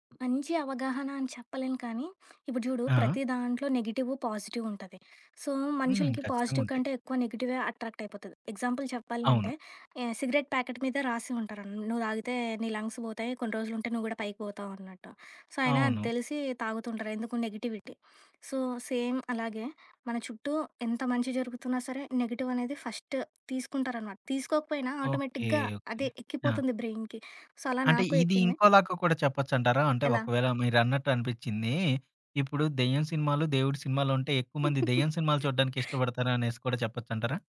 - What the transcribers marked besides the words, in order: other background noise; in English: "పాజిటివ్"; in English: "సో"; in English: "పాజిటివ్"; in English: "ఎగ్జాంపుల్"; in English: "సిగరెట్ ప్యాకెట్"; in English: "లంగ్స్"; in English: "సో"; in English: "నెగటివిటీ. సో సేమ్"; in English: "నెగెటివ్"; in English: "ఫస్ట్"; in English: "ఆటోమేటిక్‌గా"; in English: "బ్రెయిన్‌కి. సో"; giggle
- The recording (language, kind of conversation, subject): Telugu, podcast, వివాహం చేయాలా అనే నిర్ణయం మీరు ఎలా తీసుకుంటారు?